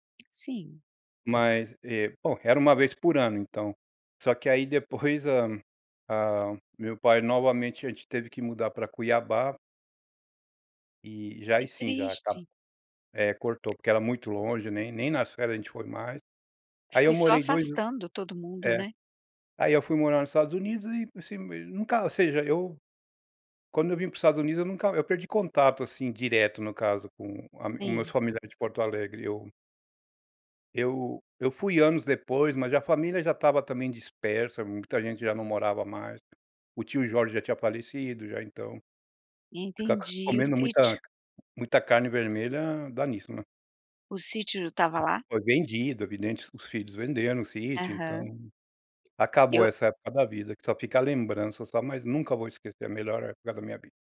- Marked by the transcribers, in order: tapping; unintelligible speech
- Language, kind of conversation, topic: Portuguese, podcast, Qual era um ritual à mesa na sua infância?